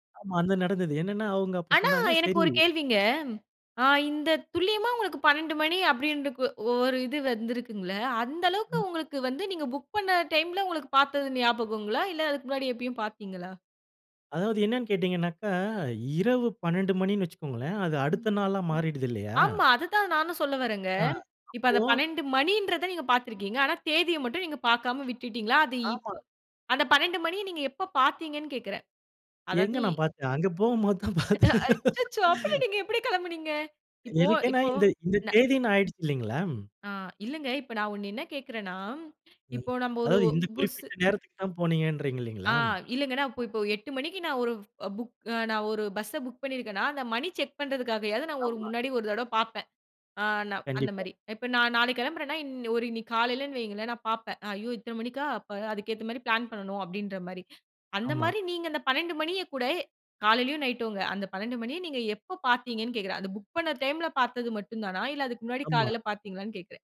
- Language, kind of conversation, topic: Tamil, podcast, விமானத்தை தவறவிட்டபோது நீங்கள் அதை எப்படிச் சமாளித்தீர்கள்?
- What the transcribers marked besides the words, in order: laughing while speaking: "போகும்போது தான் பார்த்தேன்"; laugh